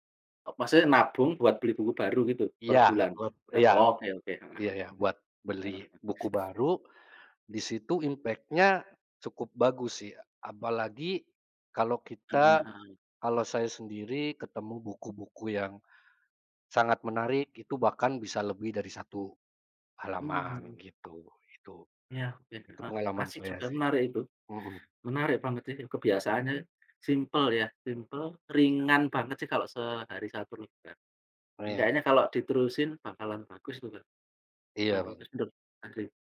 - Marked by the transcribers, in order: tapping; in English: "impact-nya"; in English: "simple"; in English: "simple"; unintelligible speech
- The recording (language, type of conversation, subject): Indonesian, unstructured, Kebiasaan harian apa yang paling membantu kamu berkembang?
- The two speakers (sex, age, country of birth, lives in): male, 30-34, Indonesia, Indonesia; male, 40-44, Indonesia, Indonesia